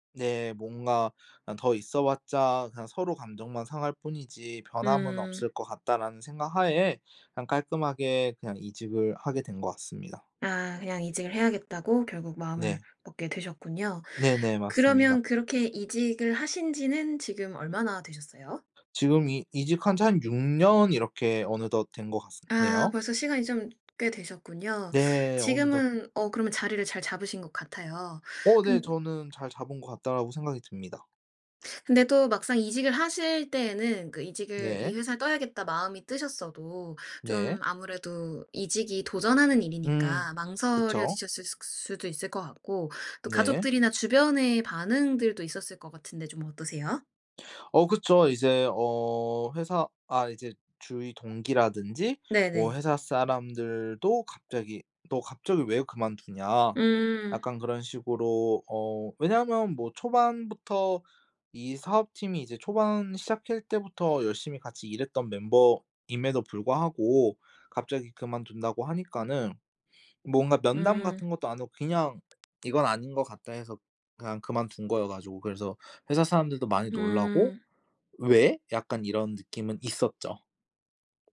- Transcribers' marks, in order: tapping; other background noise
- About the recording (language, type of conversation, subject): Korean, podcast, 직업을 바꾸게 된 계기가 무엇이었나요?